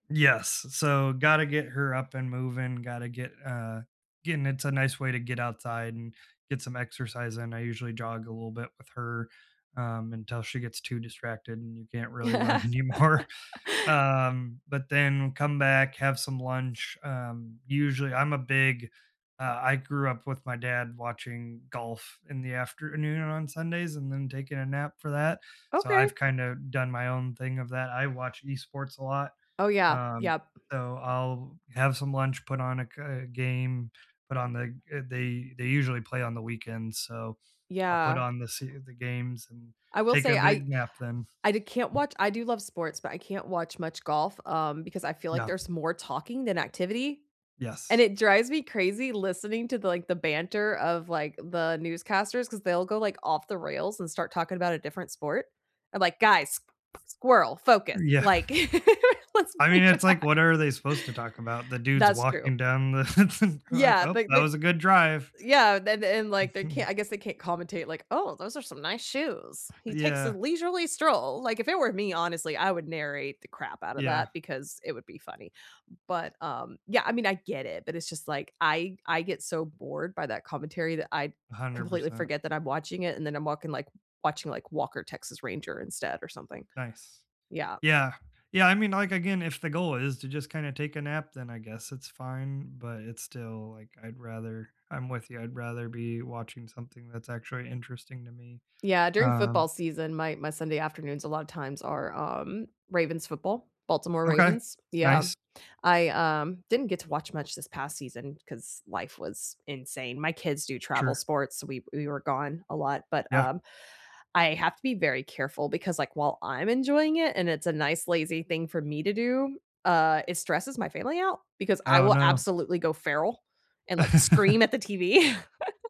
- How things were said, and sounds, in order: laugh; laughing while speaking: "anymore"; other background noise; laughing while speaking: "Yeah"; tapping; laugh; unintelligible speech; chuckle; put-on voice: "Oh, those are some nice shoes. He takes a leisurely stroll"; laugh; chuckle
- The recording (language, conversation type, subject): English, unstructured, What does your ideal lazy Sunday look like, hour by hour, from your first yawn to lights out?
- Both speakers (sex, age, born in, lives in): female, 40-44, United States, United States; male, 35-39, United States, United States